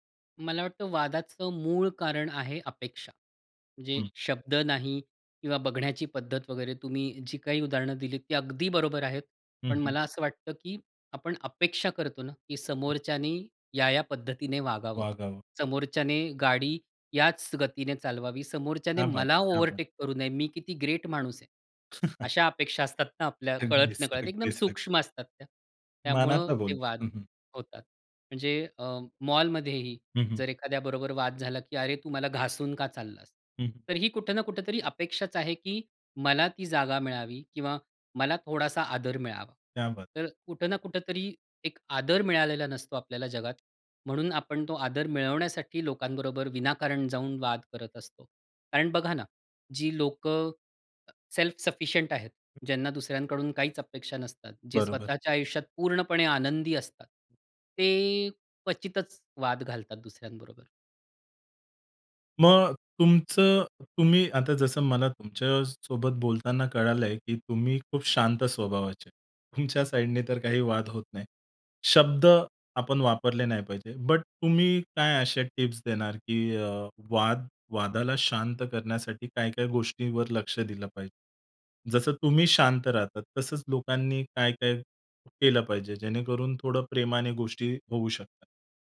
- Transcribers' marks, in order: in Hindi: "क्या बात है! क्या बात!"; chuckle; in Hindi: "क्या बात!"; other background noise; in English: "सेल्फ सफिशियंट"; tapping
- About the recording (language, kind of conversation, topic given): Marathi, podcast, वाद वाढू न देता आपण स्वतःला शांत कसे ठेवता?